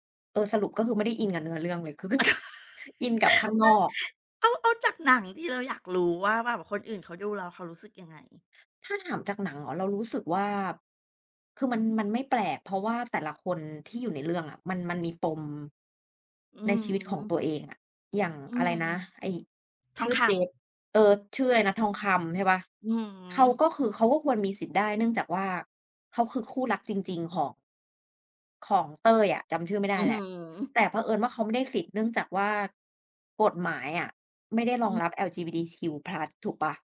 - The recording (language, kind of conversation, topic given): Thai, unstructured, คุณเคยร้องไห้ตอนดูละครไหม และทำไมถึงเป็นแบบนั้น?
- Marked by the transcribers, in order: laughing while speaking: "อะโธ่ นะ"; tapping